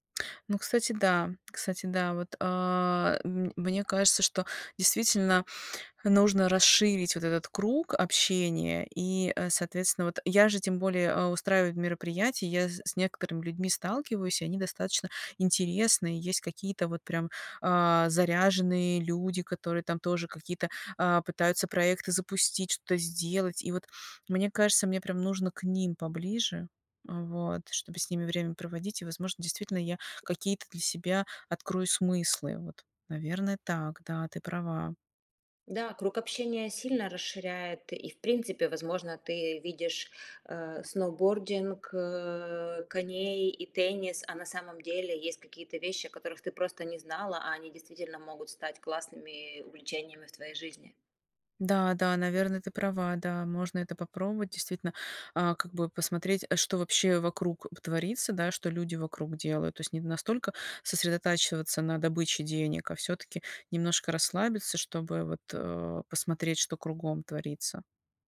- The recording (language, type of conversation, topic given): Russian, advice, Как найти смысл жизни вне карьеры?
- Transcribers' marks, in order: tapping